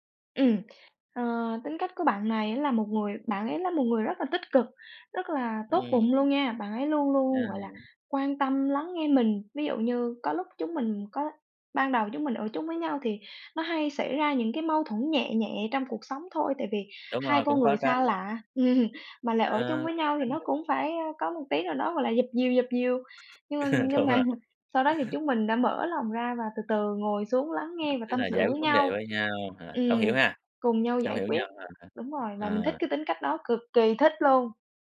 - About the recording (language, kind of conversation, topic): Vietnamese, podcast, Bạn có thể kể về vai trò của tình bạn trong đời bạn không?
- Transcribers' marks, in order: tapping; background speech; laugh; chuckle